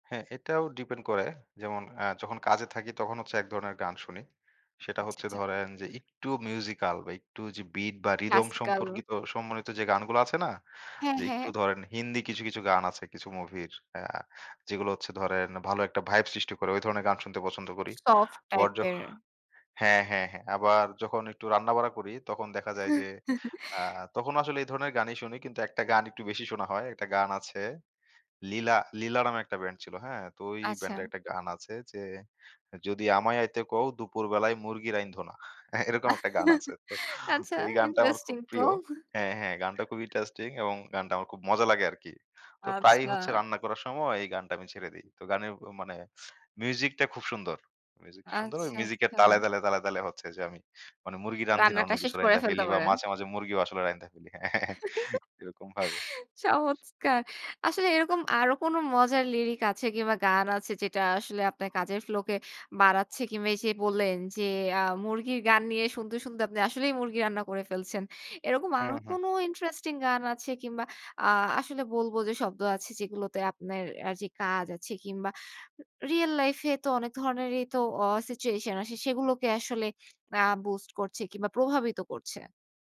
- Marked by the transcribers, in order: in English: "ক্লাসিক্যাল"; other background noise; chuckle; laughing while speaking: "হ্যাঁ, এরকম"; chuckle; laughing while speaking: "আচ্ছা ইন্টারেস্টিং তো"; laughing while speaking: "হ্যাঁ, হ্যাঁ, হ্যাঁ"; chuckle; laughing while speaking: "চমৎকার"
- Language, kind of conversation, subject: Bengali, podcast, কোন গান, বিট বা শব্দ তোমার কাজের ফ্লো তৈরি করতে সাহায্য করে?